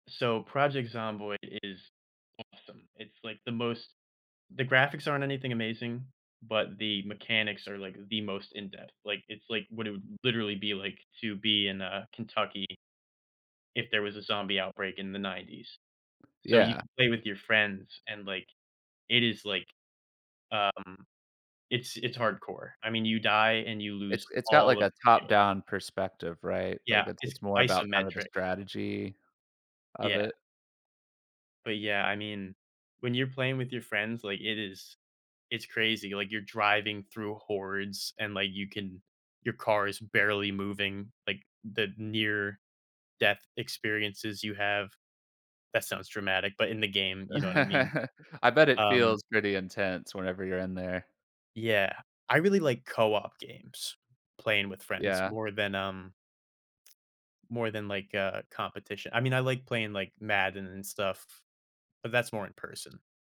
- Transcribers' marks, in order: tapping; other background noise; chuckle
- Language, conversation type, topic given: English, unstructured, How do in-person and online games shape our social experiences differently?
- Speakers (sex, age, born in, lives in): male, 20-24, United States, United States; male, 30-34, United States, United States